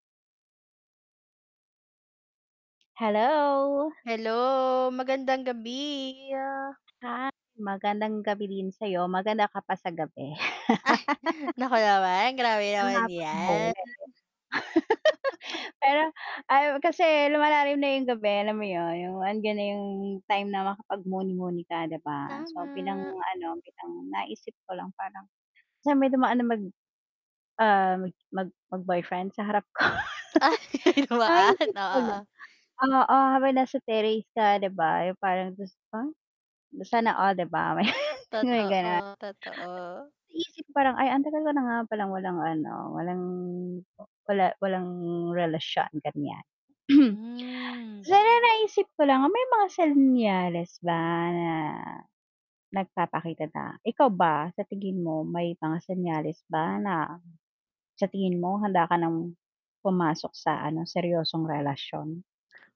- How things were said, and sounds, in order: static; distorted speech; laughing while speaking: "Ay"; laugh; laugh; other background noise; chuckle; laugh; laughing while speaking: "ko"; laughing while speaking: "dumaan"; unintelligible speech; laughing while speaking: "may"; throat clearing
- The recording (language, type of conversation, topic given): Filipino, unstructured, Paano mo malalaman kung handa ka na sa isang seryosong relasyon?
- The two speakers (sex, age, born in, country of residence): female, 25-29, Philippines, Philippines; female, 40-44, Philippines, Philippines